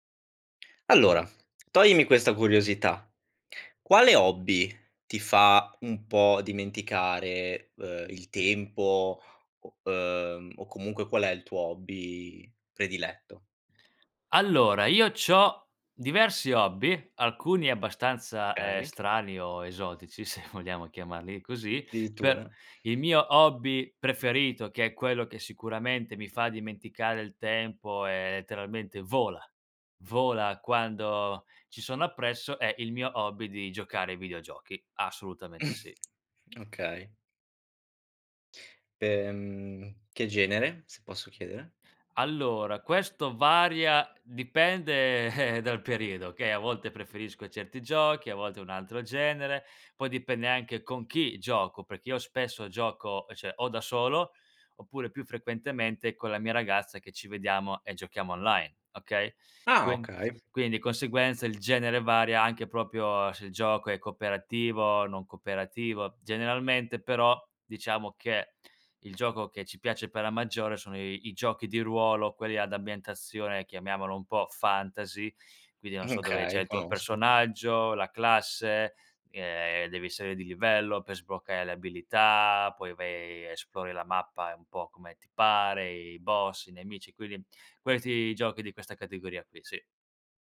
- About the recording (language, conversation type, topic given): Italian, podcast, Quale hobby ti fa dimenticare il tempo?
- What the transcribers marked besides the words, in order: other background noise; "Okay" said as "kay"; laughing while speaking: "se"; chuckle; tapping; chuckle; "proprio" said as "propio"; laughing while speaking: "Okay"